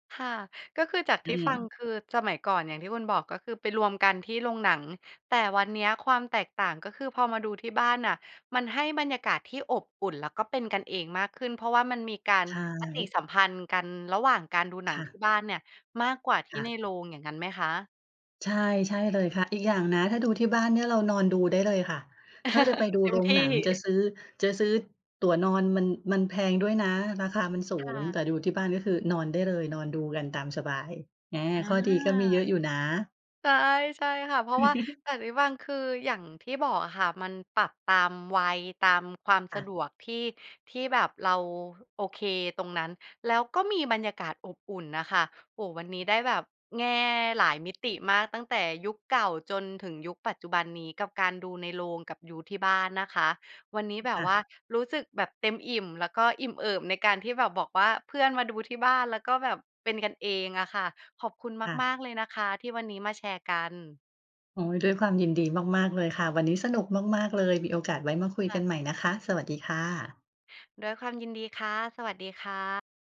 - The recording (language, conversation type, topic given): Thai, podcast, การดูหนังในโรงกับดูที่บ้านต่างกันยังไงสำหรับคุณ?
- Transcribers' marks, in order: other background noise; chuckle; chuckle